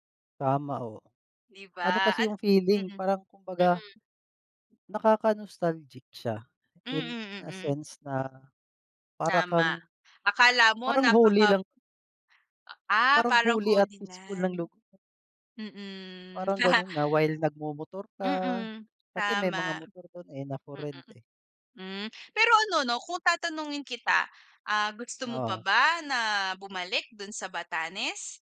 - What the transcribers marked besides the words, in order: chuckle
- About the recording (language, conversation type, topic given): Filipino, unstructured, Ano ang pinakagandang lugar na napuntahan mo sa Pilipinas?